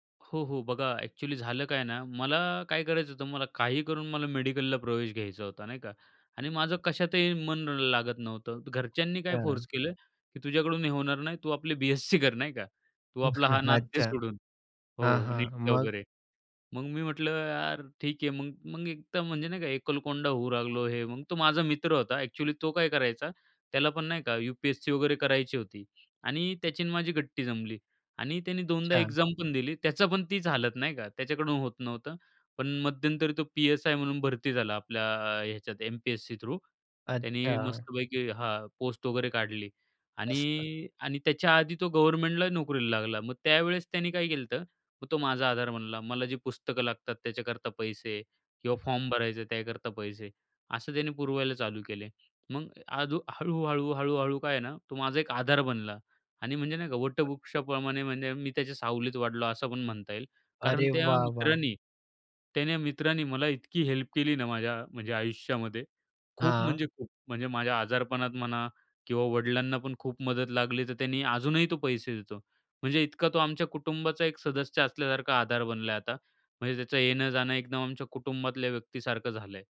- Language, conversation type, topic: Marathi, podcast, तुमच्या आयुष्यात तुम्हाला सर्वात मोठा आधार कुठून मिळाला?
- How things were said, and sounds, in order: other background noise; tapping; chuckle; in English: "एक्झाम"; in English: "थ्रू"; in English: "हेल्प"